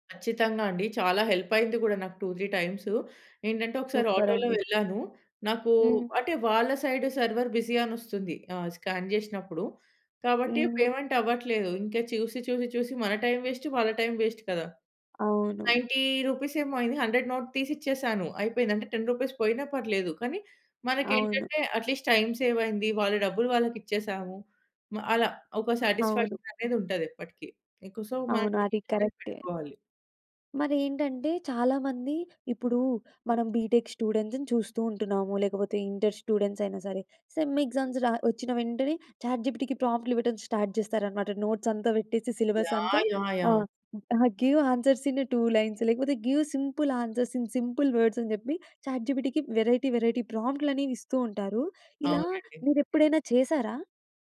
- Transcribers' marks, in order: in English: "హెల్ప్"; in English: "టు త్రీ"; in English: "సూపర్"; in English: "సైడ్ 'సర్వర్ బిజీ'"; in English: "స్కాన్"; in English: "పేమెంట్"; in English: "టైం వేస్ట్"; in English: "టైం వేస్ట్"; in English: "నైన్టీ రూపీస్"; in English: "హండ్రెడ్ నోట్"; in English: "టెన్ రూపీస్"; in English: "అట్‌లీస్ట్ టైం సేవ్"; in English: "సాటిస్ఫాక్షన్"; in English: "సో"; in English: "బీటెక్ స్టూడెంట్స్‌ని"; in English: "స్టూడెంట్స్"; in English: "సెమ్ ఎగ్జామ్స్"; in English: "చాట్‌జిపిటికి"; in English: "స్టార్ట్"; in English: "నోట్స్"; in English: "సిలబస్"; in English: "గివ్ ఆన్సర్స్ ఇన్ ఏ టూ లైన్స్"; in English: "గివ్ సింపుల్ ఆన్సర్స్ ఇన్ సింపుల్ వర్డ్స్"; in English: "చాట్‌జిపిటికి వెరైటీ వెరైటీ"
- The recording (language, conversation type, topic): Telugu, podcast, ఆన్‌లైన్ మద్దతు దీర్ఘకాలంగా బలంగా నిలవగలదా, లేక అది తాత్కాలికమేనా?